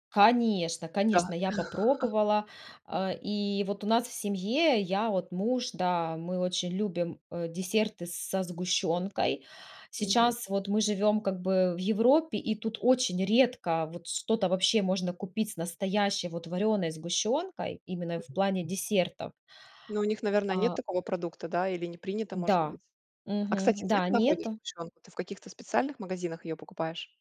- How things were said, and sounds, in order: chuckle; other background noise; tapping
- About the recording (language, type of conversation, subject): Russian, podcast, Как хобби влияет на ваше настроение и уровень стресса?